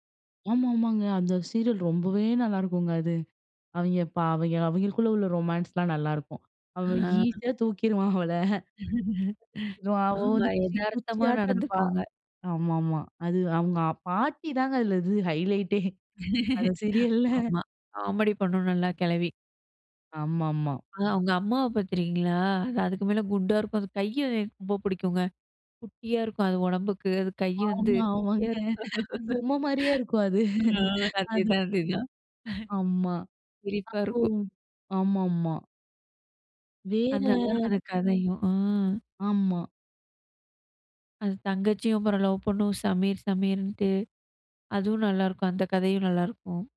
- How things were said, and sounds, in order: in English: "சீரியல்"; laugh; laughing while speaking: "தூக்கிருவான் அவள"; other noise; laugh; laughing while speaking: "சீரியல்ல"; in English: "சீரியல்ல"; laughing while speaking: "ஆமா, ஆமாங்க. அது பொம்மைமாரியே இருக்கும் அது"; laughing while speaking: "இருக்கும். ஆ, அதேதான், அதேதான்"; unintelligible speech
- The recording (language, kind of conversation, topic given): Tamil, podcast, பழமையான தொலைக்காட்சி தொடர்கள் பற்றிய நெகிழ்ச்சியான நினைவுகளைப் பற்றி பேசலாமா?